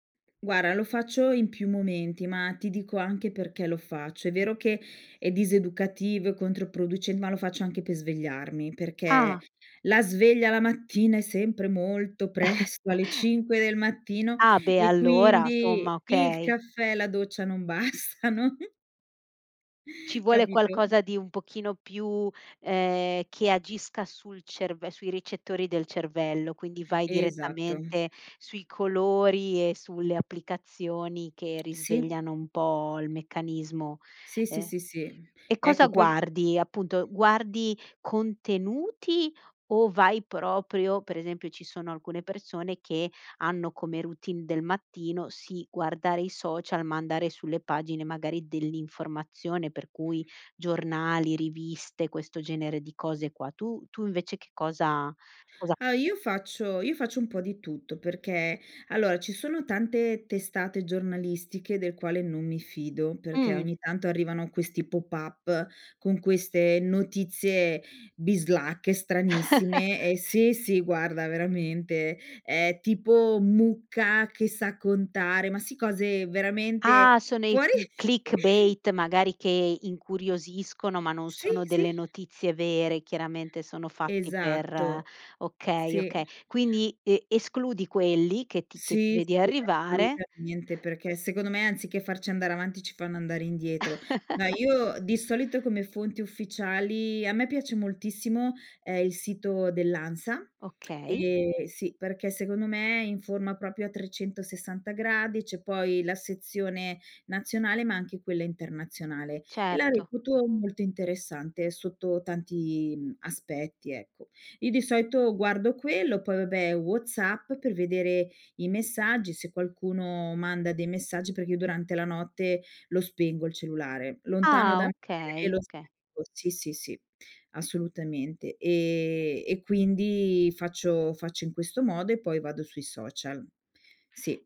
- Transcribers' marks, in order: tapping; chuckle; laughing while speaking: "bastano"; chuckle; other noise; other background noise; background speech; "allora" said as "alloa"; chuckle; in English: "clickbait"; laughing while speaking: "fuori"; chuckle; chuckle
- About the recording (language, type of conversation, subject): Italian, podcast, Che ruolo hanno i social nella tua giornata informativa?